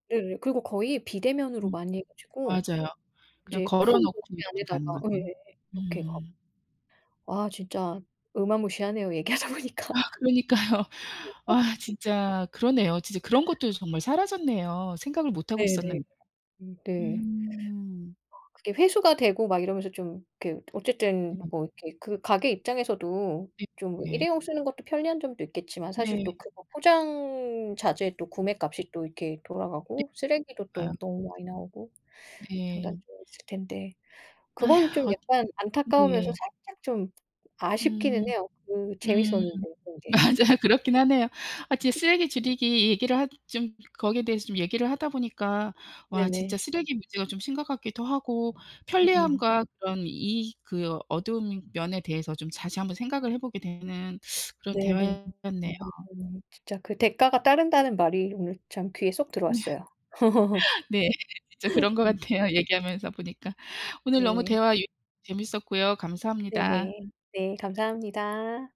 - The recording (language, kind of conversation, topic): Korean, unstructured, 쓰레기를 줄이기 위해 우리는 어떤 노력을 할 수 있을까요?
- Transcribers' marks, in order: tapping; laughing while speaking: "얘기하다 보니까"; laughing while speaking: "아 그러니까요"; laugh; other background noise; other noise; sigh; laughing while speaking: "맞아요"; unintelligible speech; laughing while speaking: "네 네"; laugh; laughing while speaking: "네"; unintelligible speech